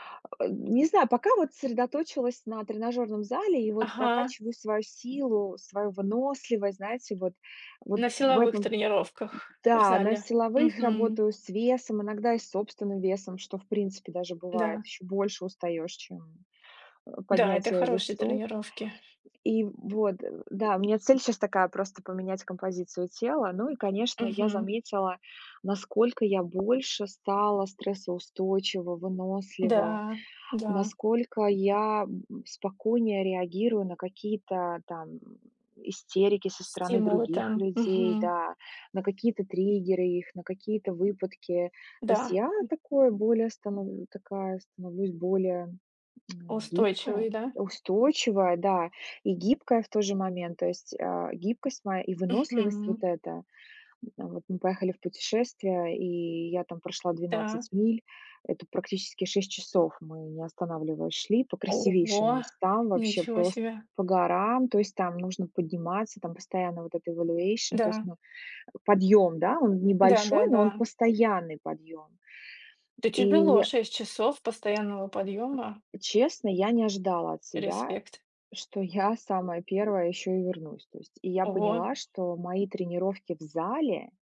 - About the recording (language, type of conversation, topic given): Russian, unstructured, Как хобби помогает тебе справляться со стрессом?
- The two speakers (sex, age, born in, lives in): female, 35-39, Russia, Germany; female, 40-44, Russia, United States
- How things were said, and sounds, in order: tapping; surprised: "Ого! Ничего себе!"; in English: "evaluation"